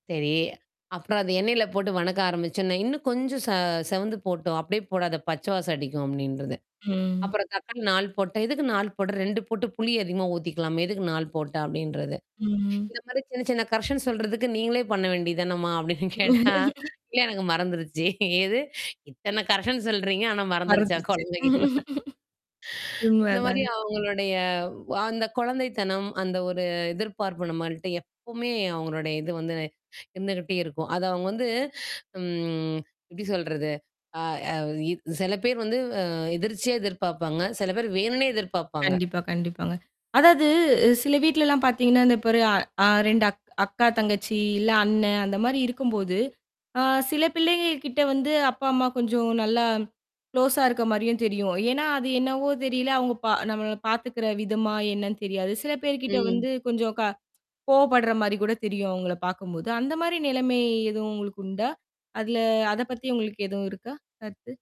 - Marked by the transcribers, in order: distorted speech; static; in English: "கரெக்ஷன்"; laugh; laughing while speaking: "அப்டின்னு கேட்டா"; tapping; laughing while speaking: "எது இத்தன கரெக்ஷன் சொல்றீங்க ஆனா மறந்துருச்சா கொழம்பு வைக்க சொன்னா"; in English: "கரெக்ஷன்"; chuckle; other background noise; drawn out: "ம்"; in English: "க்ளோஸா"
- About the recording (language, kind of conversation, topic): Tamil, podcast, வயதான பெற்றோர்களின் பராமரிப்பு குறித்த எதிர்பார்ப்புகளை நீங்கள் எப்படிக் கையாள்வீர்கள்?